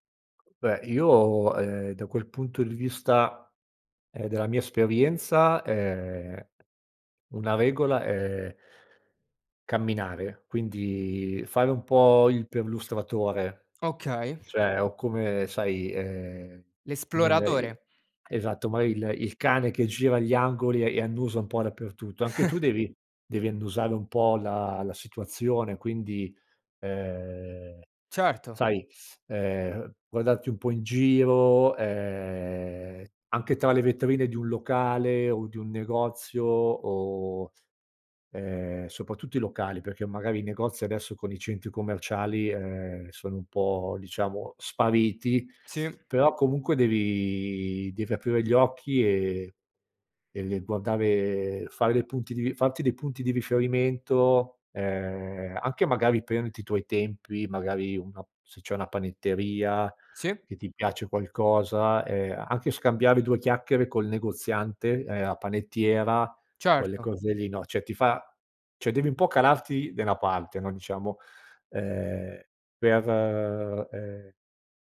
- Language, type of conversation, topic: Italian, podcast, Come si supera la solitudine in città, secondo te?
- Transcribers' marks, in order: tapping; chuckle; "cioè" said as "ceh"; "cioè" said as "ceh"